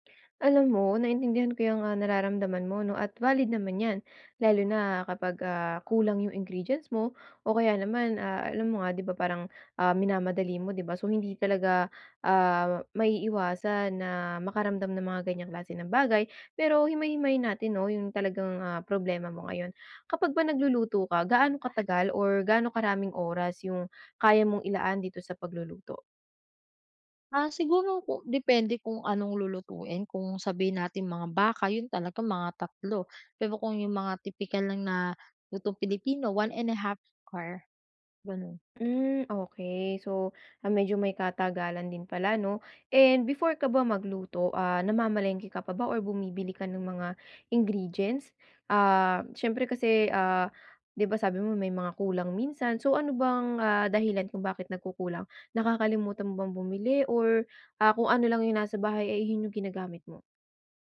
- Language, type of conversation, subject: Filipino, advice, Paano ako mas magiging kumpiyansa sa simpleng pagluluto araw-araw?
- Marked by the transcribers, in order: "can" said as "car"; in English: "and before"